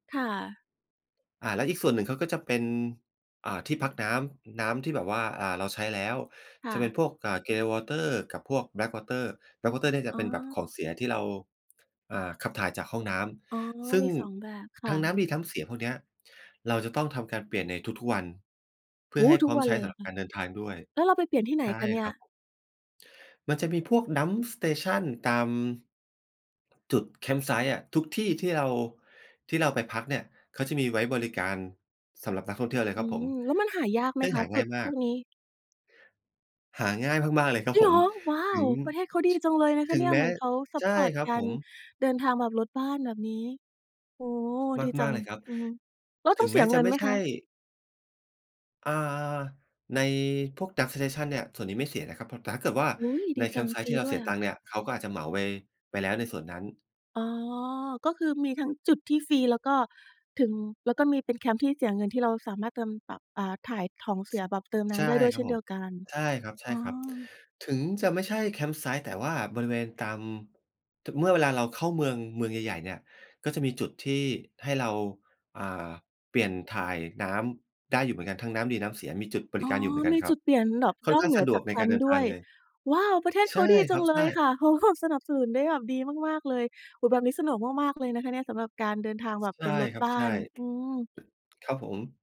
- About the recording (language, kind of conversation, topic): Thai, podcast, เล่าเรื่องทริปที่ประทับใจที่สุดให้ฟังหน่อยได้ไหม?
- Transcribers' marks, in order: in English: "grey water"; in English: "Black water Black water"; in English: "dump station"; in English: "Campsite"; surprised: "จริงเหรอ ! ว้าว"; in English: "dump station"; in English: "Campsite"; in English: "Campsite"; joyful: "ว้าว ! ประเทศเขาดีจังเลยค่ะ"; laughing while speaking: "เขาแบบ"; tapping